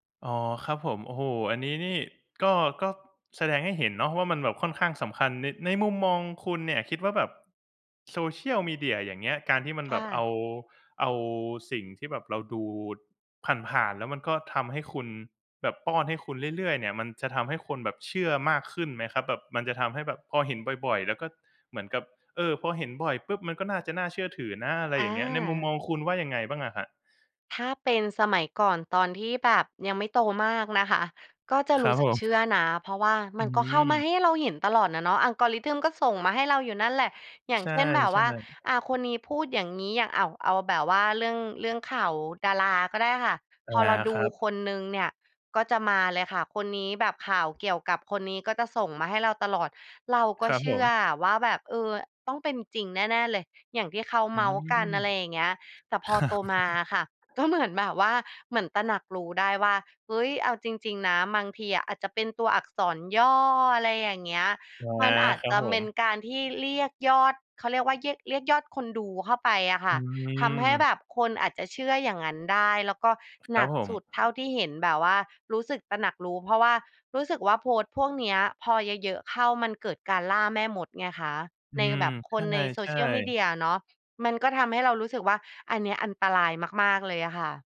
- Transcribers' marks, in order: other background noise; tapping; laughing while speaking: "ครับ"; laughing while speaking: "เหมือน"
- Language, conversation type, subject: Thai, podcast, เรื่องเล่าบนโซเชียลมีเดียส่งผลต่อความเชื่อของผู้คนอย่างไร?